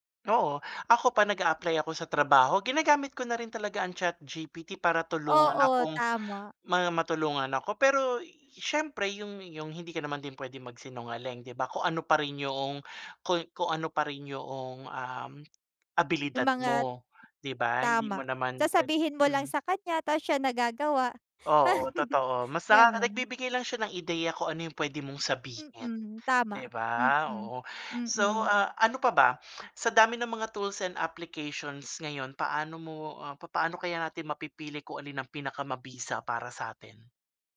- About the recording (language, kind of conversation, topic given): Filipino, unstructured, Paano nakakaapekto ang teknolohiya sa iyong trabaho o pag-aaral?
- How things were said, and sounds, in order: tapping; other background noise; chuckle